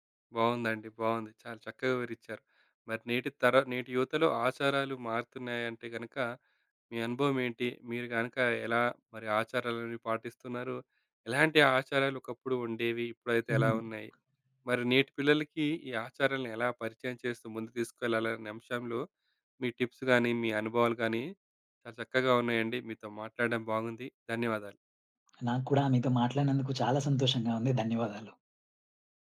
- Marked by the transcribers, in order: other background noise; in English: "టిప్స్"
- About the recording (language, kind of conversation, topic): Telugu, podcast, నేటి యువతలో ఆచారాలు మారుతున్నాయా? మీ అనుభవం ఏంటి?